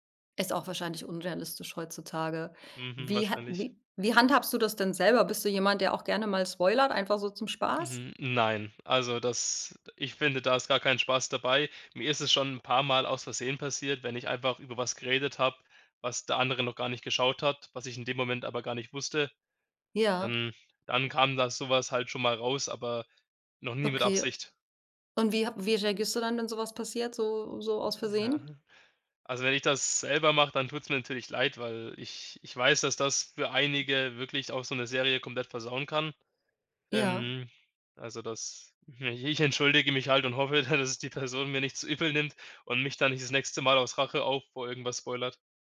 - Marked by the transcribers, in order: other background noise; laughing while speaking: "dass es"
- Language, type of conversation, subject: German, podcast, Wie gehst du mit Spoilern um?